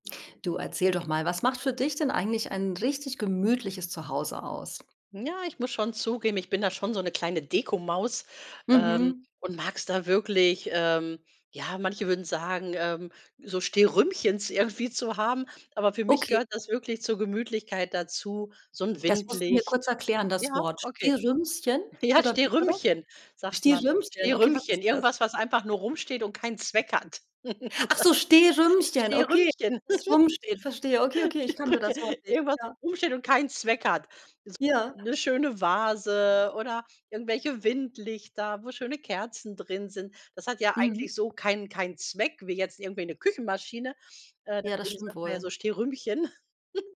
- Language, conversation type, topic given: German, podcast, Was macht für dich ein gemütliches Zuhause aus?
- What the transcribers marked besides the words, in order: laughing while speaking: "Ja"; chuckle; laughing while speaking: "Stehrümchen irgendwas"; unintelligible speech; other background noise; chuckle